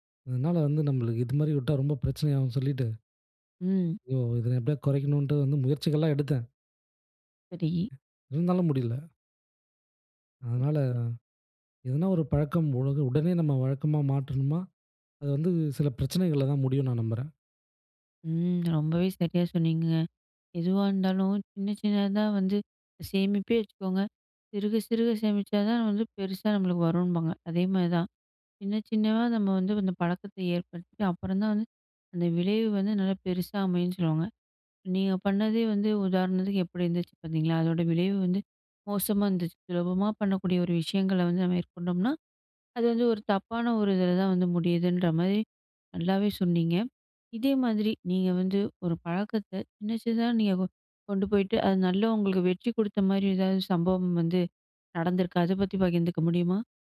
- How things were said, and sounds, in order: other noise; drawn out: "ம்"
- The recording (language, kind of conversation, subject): Tamil, podcast, ஒரு பழக்கத்தை உடனே மாற்றலாமா, அல்லது படிப்படியாக மாற்றுவது நல்லதா?